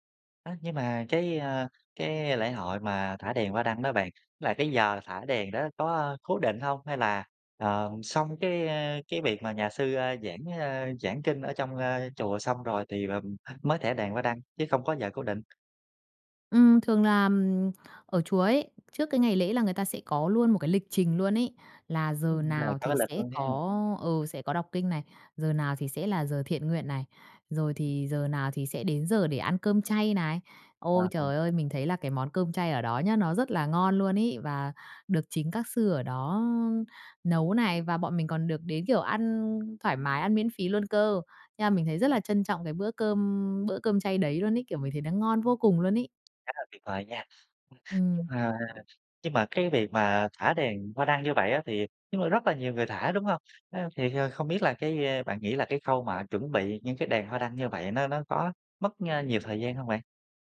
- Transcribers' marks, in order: tapping; sniff; sniff
- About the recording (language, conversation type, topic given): Vietnamese, podcast, Bạn có thể kể về một lần bạn thử tham gia lễ hội địa phương không?